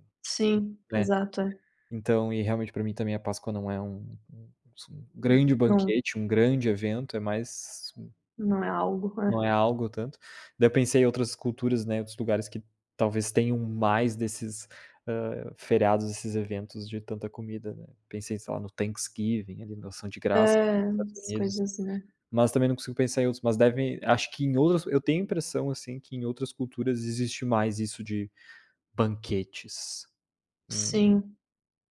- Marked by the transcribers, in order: in English: "Thanksgiving"
- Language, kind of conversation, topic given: Portuguese, unstructured, Qual comida típica da sua cultura traz boas lembranças para você?
- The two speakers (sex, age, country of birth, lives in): female, 25-29, Brazil, Italy; male, 25-29, Brazil, Italy